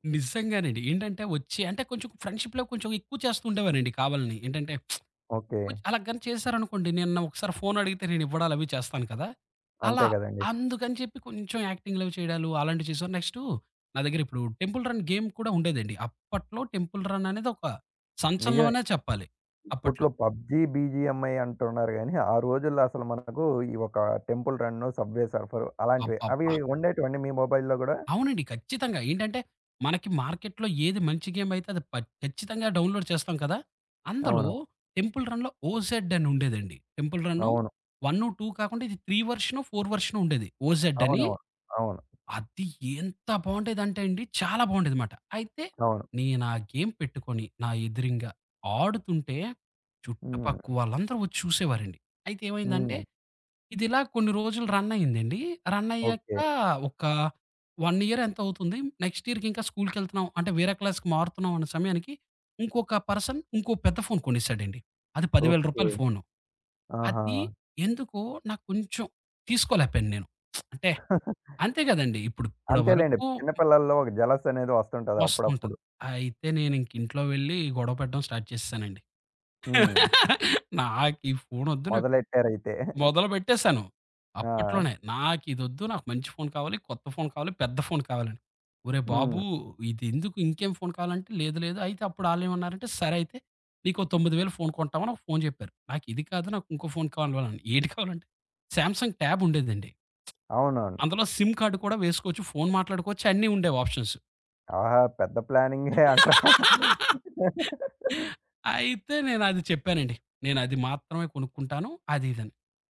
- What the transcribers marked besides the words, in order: in English: "ఫ్రెండ్‌షిప్‌లో"; lip smack; in English: "టెంపుల్ రన్ గేమ్"; in English: "టెంపుల్ రన్"; other background noise; in English: "పబ్జీ, బీజీఎంఐ"; in English: "టెంపుల్"; in English: "సబ్ వే సర్ఫర్"; in English: "మొబైల్‌లో"; in English: "మార్కెట్‌లో"; in English: "గేమ్"; in English: "డౌన్‌లోడ్"; "అందులో" said as "అందలో"; in English: "టెంపుల్ రన్‌లో ఓజెడ్"; in English: "టెంపుల్"; in English: "టూ"; in English: "త్రీ"; in English: "ఫోర్"; tapping; in English: "ఓజెడ్"; in English: "గేమ్"; in English: "రన్"; in English: "రన్"; in English: "వన్ ఇయర్"; in English: "నెక్స్ట్ ఇయర్‌కి"; in English: "క్లాస్‌కి"; in English: "పర్సన్"; chuckle; lip smack; in English: "జెలస్"; in English: "స్టార్ట్"; laugh; chuckle; "కావాలని" said as "కాన్వాలని"; chuckle; in English: "ట్యాబ్"; lip smack; in English: "సిమ్ కార్డ్"; in English: "ఆప్షన్స్"; laugh; laughing while speaking: "అంటారు"; chuckle
- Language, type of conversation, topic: Telugu, podcast, మీ తొలి స్మార్ట్‌ఫోన్ మీ జీవితాన్ని ఎలా మార్చింది?